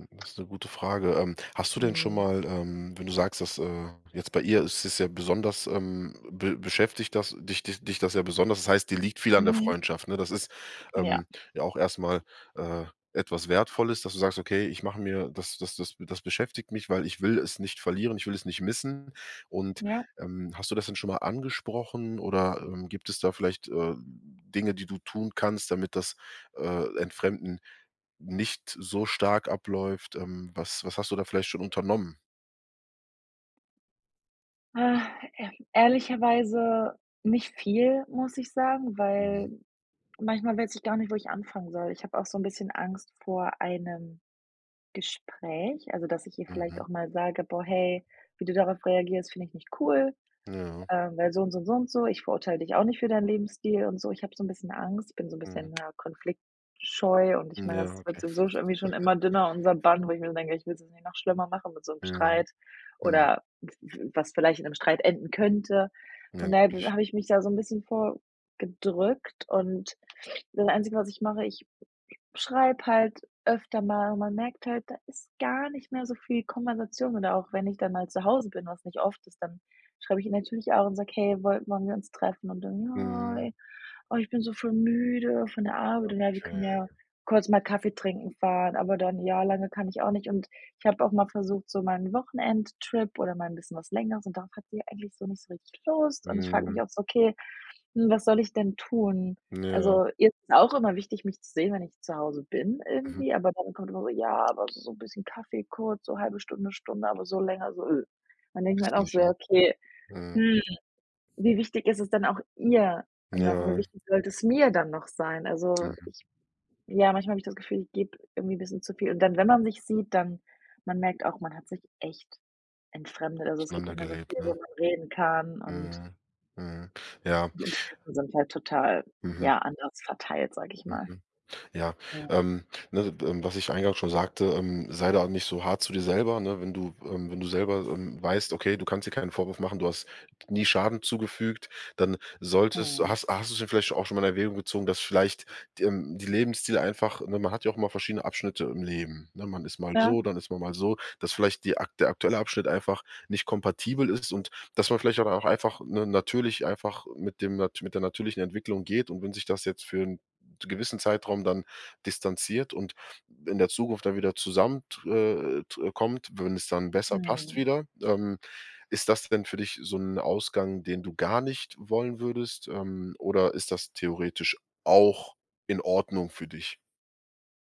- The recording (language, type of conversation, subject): German, advice, Wie kommt es dazu, dass man sich im Laufe des Lebens von alten Freunden entfremdet?
- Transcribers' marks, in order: chuckle; stressed: "gedrückt"; sniff; stressed: "gar"; put-on voice: "Ja, oh, ich bin so voll müde von der Arbeit"; stressed: "Lust"; put-on voice: "Ja, aber so bisschen Kaffee kurz"; stressed: "ihr"; stressed: "mir"; unintelligible speech; stressed: "auch"